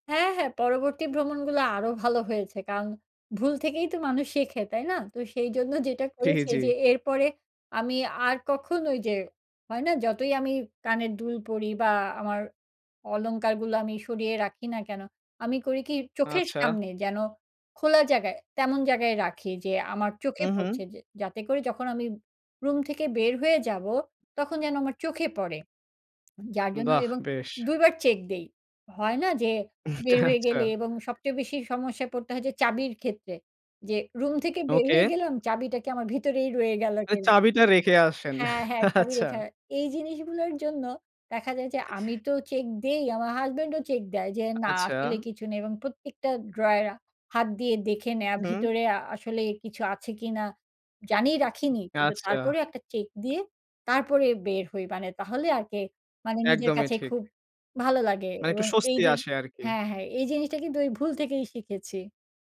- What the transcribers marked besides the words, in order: laughing while speaking: "জ্বি, জ্বি"; tapping; other background noise; laughing while speaking: "হুম, চা আচ্ছা"; "রেখে" said as "রেখা"; chuckle; unintelligible speech; "ড্রয়ার" said as "ড্রয়রা"; "আরকি" said as "আরকে"
- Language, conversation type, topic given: Bengali, podcast, ভ্রমণে তোমার সবচেয়ে বড় ভুলটা কী ছিল, আর সেখান থেকে তুমি কী শিখলে?